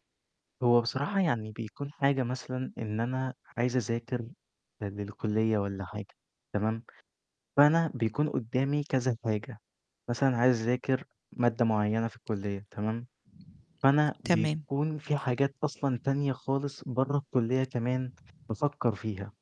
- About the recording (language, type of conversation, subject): Arabic, advice, إيه اللي بتجربه من إجهاد أو إرهاق وإنت بتحاول تركز بعمق؟
- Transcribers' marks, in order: none